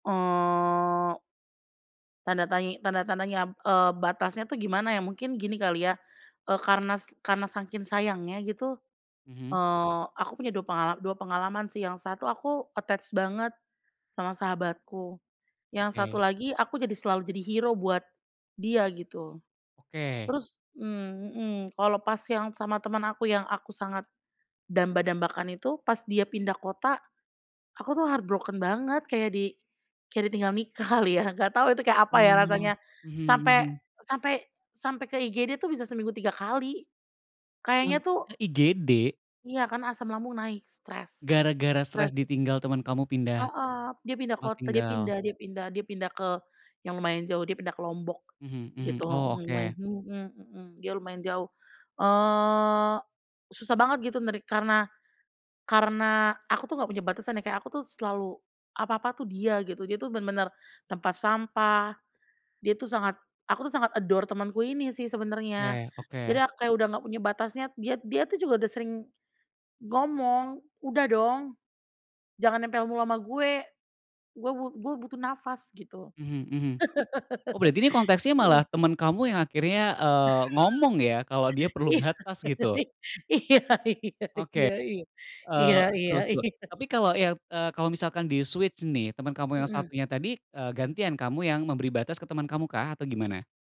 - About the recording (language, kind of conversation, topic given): Indonesian, podcast, Bagaimana kamu bisa menegaskan batasan tanpa membuat orang lain tersinggung?
- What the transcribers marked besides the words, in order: drawn out: "Oh"; in English: "attached"; in English: "heart broken"; "Heeh" said as "heep"; in English: "adore"; laugh; giggle; laughing while speaking: "Iya ih. Iya iya iya"; laughing while speaking: "iya"; in English: "di-switch"